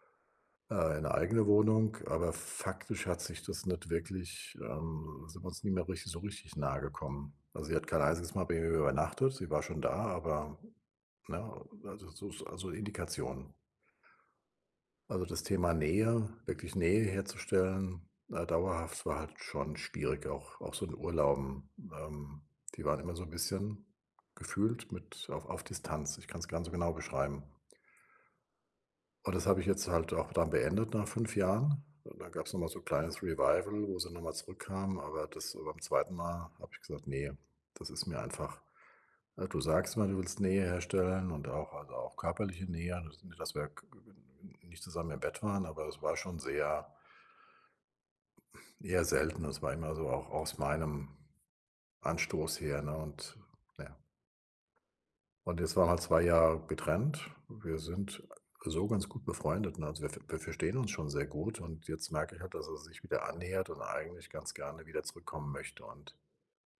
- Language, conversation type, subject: German, advice, Bin ich emotional bereit für einen großen Neuanfang?
- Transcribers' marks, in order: in English: "Revival"